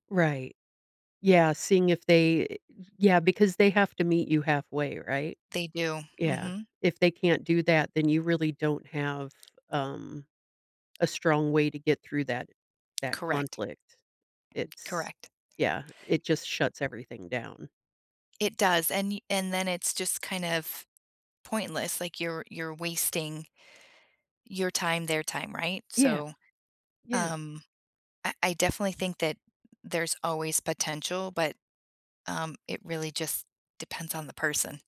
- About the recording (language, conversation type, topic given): English, unstructured, How has conflict unexpectedly brought people closer?
- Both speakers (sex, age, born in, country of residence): female, 45-49, United States, United States; female, 50-54, United States, United States
- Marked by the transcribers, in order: tapping; other background noise